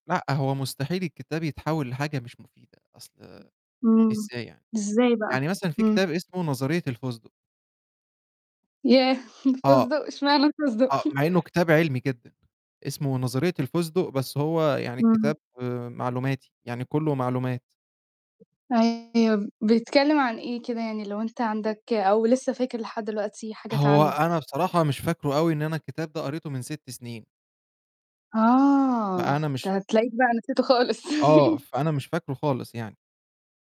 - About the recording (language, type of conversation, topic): Arabic, podcast, إيه حكايتك مع القراية وإزاي بتختار الكتاب اللي هتقراه؟
- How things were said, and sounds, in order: laughing while speaking: "الفسدق، إشمعنى الفسدق؟"; chuckle; distorted speech; laughing while speaking: "خالص"; chuckle